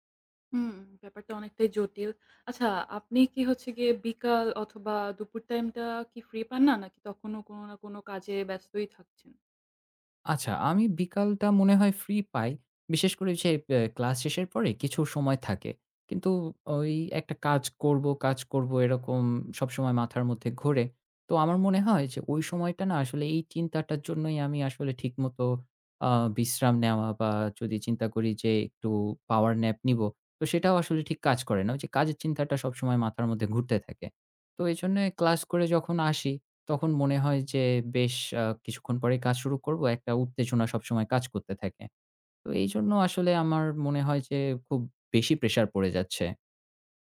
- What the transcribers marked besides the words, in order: tapping; other background noise; in English: "power nap"
- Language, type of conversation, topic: Bengali, advice, স্বাস্থ্যকর রুটিন শুরু করার জন্য আমার অনুপ্রেরণা কেন কম?